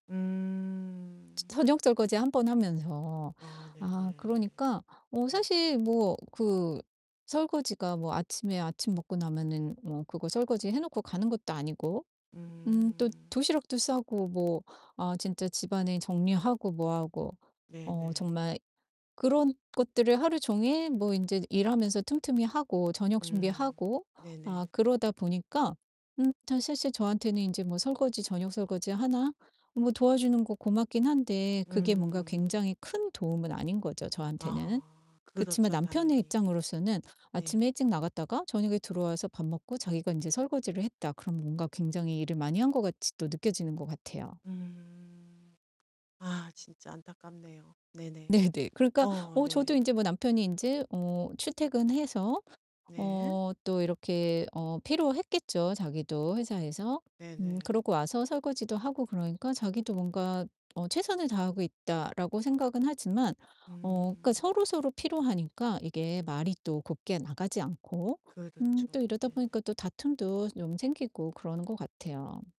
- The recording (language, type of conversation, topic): Korean, advice, 피곤하거나 감정적으로 힘들 때 솔직하게 내 상태를 어떻게 전달할 수 있나요?
- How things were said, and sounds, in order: static; distorted speech